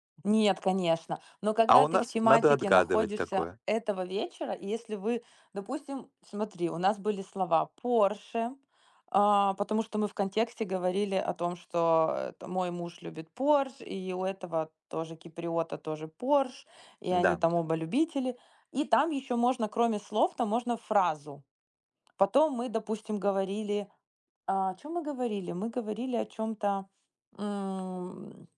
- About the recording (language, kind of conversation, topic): Russian, unstructured, Какие мечты ты хочешь осуществить вместе с друзьями?
- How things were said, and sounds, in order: other background noise; background speech